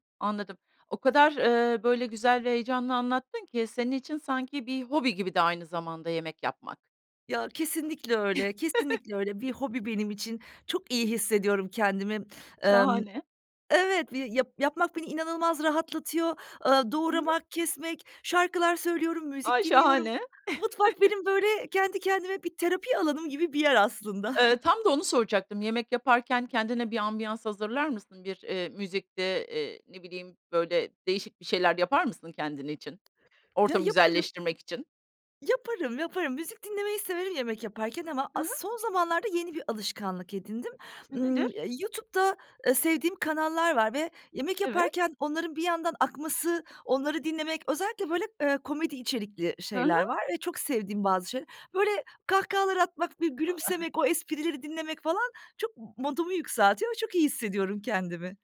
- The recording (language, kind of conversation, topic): Turkish, podcast, Yemek yaparken nelere dikkat edersin ve genelde nasıl bir rutinin var?
- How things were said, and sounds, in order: chuckle; joyful: "Mutfak benim, böyle, kendi kendime bir terapi alanım gibi bir yer aslında"; chuckle; chuckle